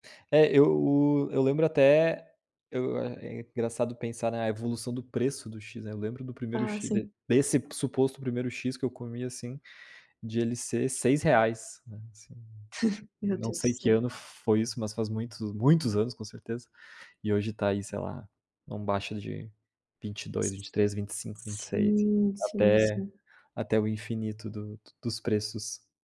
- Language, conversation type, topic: Portuguese, unstructured, Qual comida típica da sua cultura traz boas lembranças para você?
- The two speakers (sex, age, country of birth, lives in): female, 25-29, Brazil, Italy; male, 25-29, Brazil, Italy
- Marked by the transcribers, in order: tapping; laugh